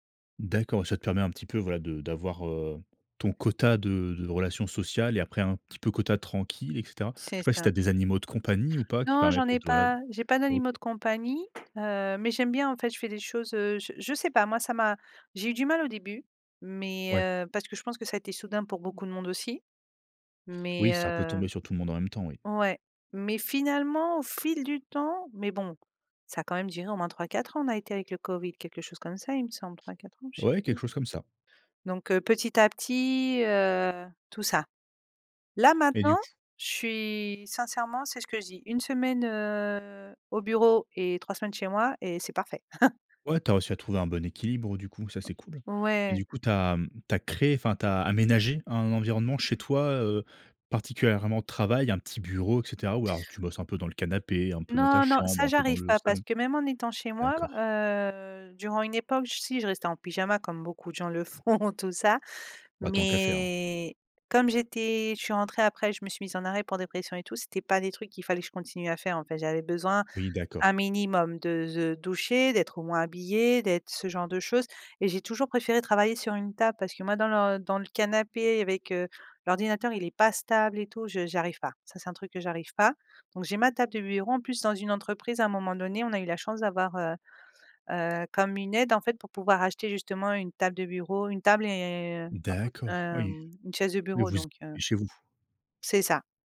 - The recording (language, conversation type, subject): French, podcast, Quel impact le télétravail a-t-il eu sur ta routine ?
- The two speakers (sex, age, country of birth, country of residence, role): female, 35-39, France, Spain, guest; male, 30-34, France, France, host
- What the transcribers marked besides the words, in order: tapping; stressed: "Là"; drawn out: "heu"; chuckle; other background noise; stressed: "aménagé"; laughing while speaking: "font"; "se" said as "ze"; stressed: "D'accord"; unintelligible speech